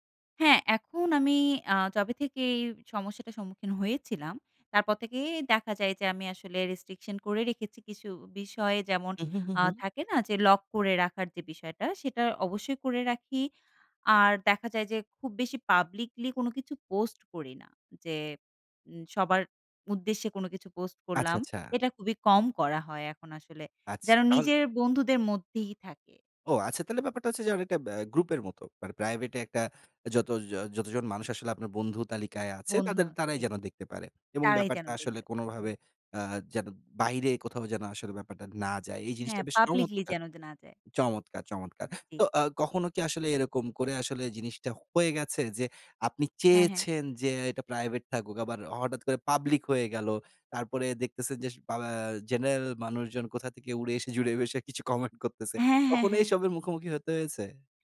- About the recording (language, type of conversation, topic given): Bengali, podcast, তুমি সোশ্যাল মিডিয়ায় নিজের গোপনীয়তা কীভাবে নিয়ন্ত্রণ করো?
- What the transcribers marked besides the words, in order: "তাহলে" said as "তালে"; tapping; laughing while speaking: "উড়ে এসে জুড়ে বসে কিছু কমেন্ট করতেছে?"